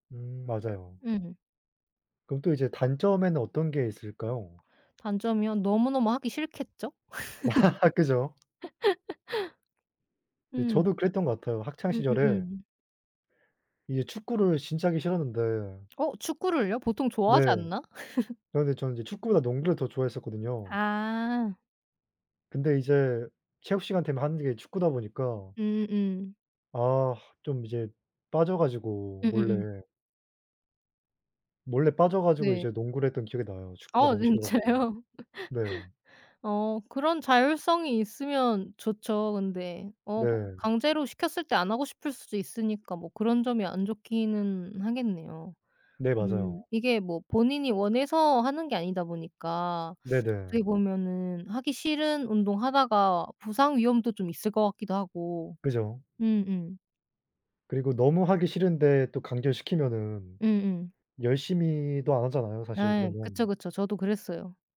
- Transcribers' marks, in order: laugh; other background noise; laugh; laugh; laughing while speaking: "진짜요?"; tapping
- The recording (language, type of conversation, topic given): Korean, unstructured, 운동을 억지로 시키는 것이 옳을까요?